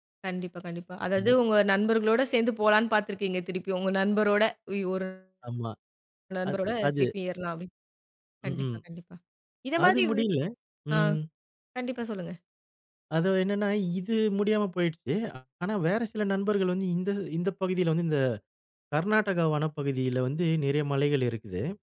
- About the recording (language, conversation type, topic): Tamil, podcast, குடும்பத்தினர் அல்லது நண்பர்கள் உங்கள் பொழுதுபோக்கை மீண்டும் தொடங்க நீங்கள் ஊக்கம் பெறச் செய்யும் வழி என்ன?
- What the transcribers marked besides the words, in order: other noise